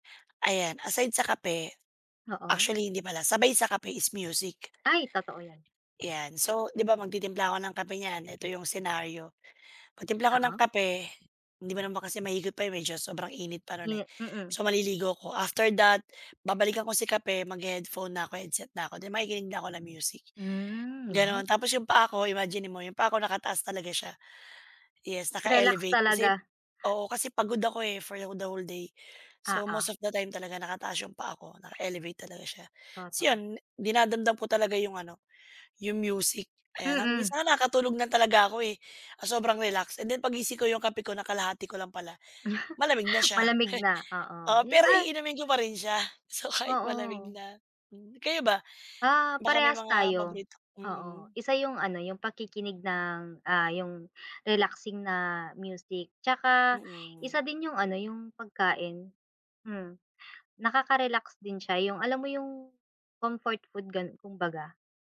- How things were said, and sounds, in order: chuckle; laughing while speaking: "So kahit malamig na"
- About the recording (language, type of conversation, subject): Filipino, unstructured, Ano ang mga simpleng paraan para makapagpahinga at makapagrelaks pagkatapos ng mahirap na araw?